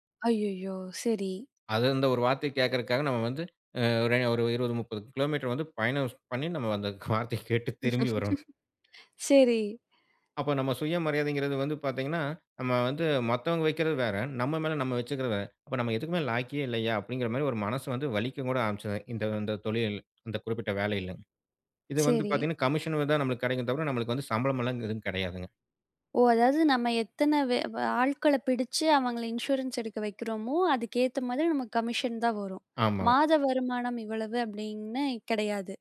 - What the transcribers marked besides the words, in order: other background noise; laughing while speaking: "நம்ம அந்த வார்த்தையைக் கேட்டுத் திரும்பி வரணும்"; laugh; in English: "கமிஷன்"; in English: "கமிஷன்"
- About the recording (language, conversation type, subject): Tamil, podcast, நீங்கள் சுயமதிப்பை வளர்த்துக்கொள்ள என்ன செய்தீர்கள்?